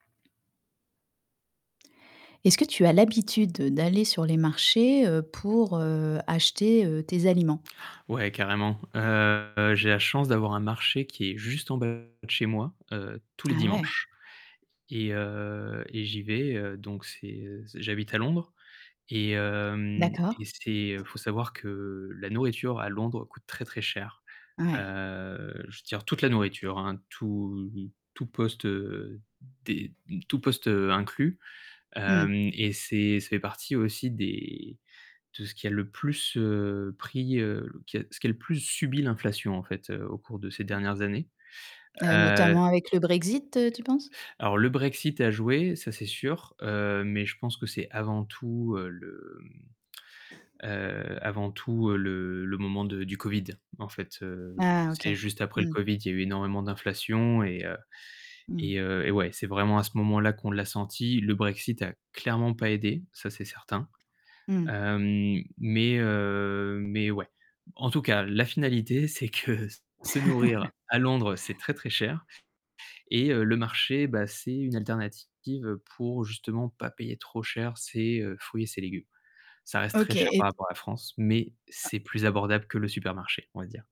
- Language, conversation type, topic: French, podcast, Quel rôle les marchés jouent-ils dans tes habitudes alimentaires ?
- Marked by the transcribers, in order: tapping; static; distorted speech; unintelligible speech; other noise; stressed: "clairement"; laughing while speaking: "que"; chuckle